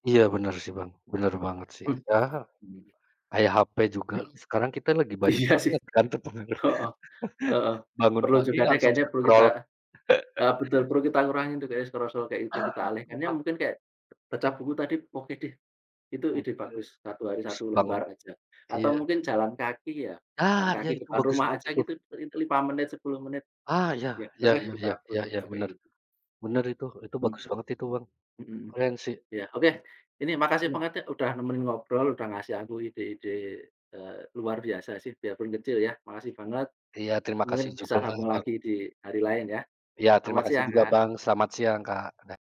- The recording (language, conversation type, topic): Indonesian, unstructured, Kebiasaan harian apa yang paling membantu kamu berkembang?
- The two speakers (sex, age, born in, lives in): male, 30-34, Indonesia, Indonesia; male, 40-44, Indonesia, Indonesia
- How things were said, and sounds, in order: unintelligible speech; laughing while speaking: "Iya sih"; laughing while speaking: "terpengaruh"; laugh; in English: "scroll"; in English: "scroll-scroll"; laugh; tapping; other background noise